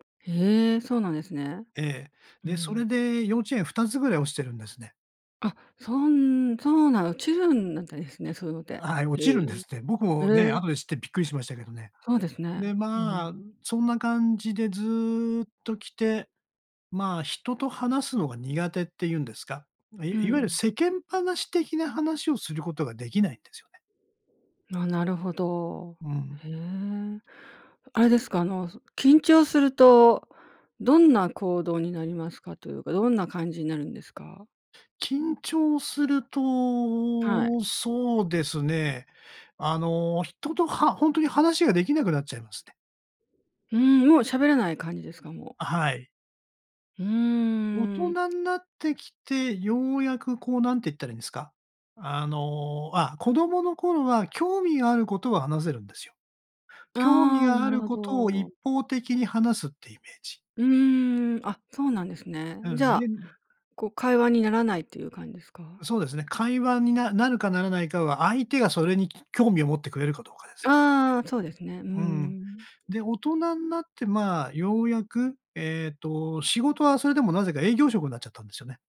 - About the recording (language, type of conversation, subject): Japanese, advice, 社交の場で緊張して人と距離を置いてしまうのはなぜですか？
- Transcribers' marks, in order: tapping